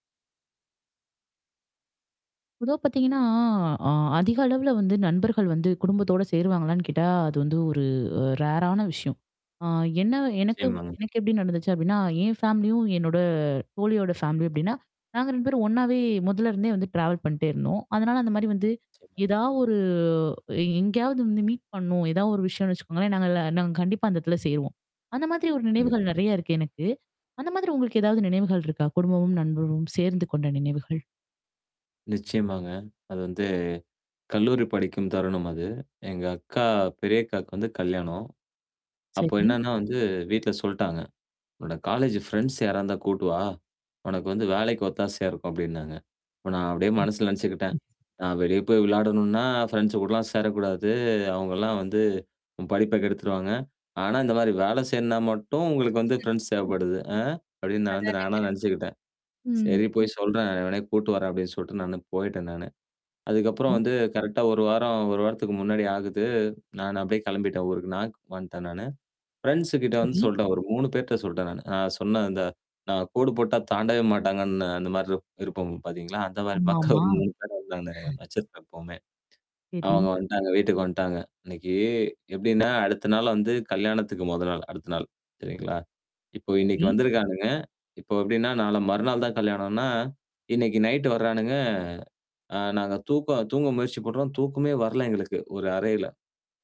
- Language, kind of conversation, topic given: Tamil, podcast, குடும்பத்தினரும் நண்பர்களும் சேர்ந்து கொண்ட உங்களுக்கு மிகவும் பிடித்த நினைவைக் கூற முடியுமா?
- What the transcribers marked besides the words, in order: in English: "ரேரான"; distorted speech; static; in English: "ஃபேமிலியும்"; in English: "ஃபேமிலி"; in English: "ட்ராவல்"; in English: "மீட்"; tapping; other noise; unintelligible speech; unintelligible speech; other background noise; laughing while speaking: "அந்த மாரி மக்க ஒரு மூணு பேர வந்து நாங்க வச்சிருப்போம் எப்போமே"; chuckle